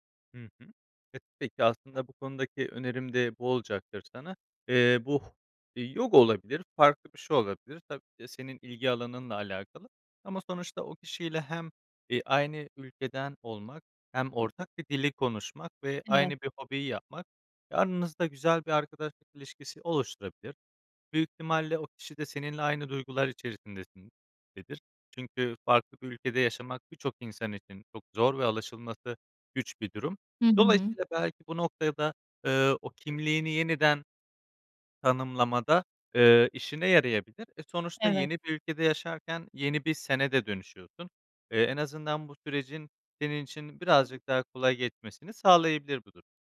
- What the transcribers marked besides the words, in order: other noise; "içerisindedir" said as "içerisindesindedir"
- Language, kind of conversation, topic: Turkish, advice, Büyük bir hayat değişikliğinden sonra kimliğini yeniden tanımlamakta neden zorlanıyorsun?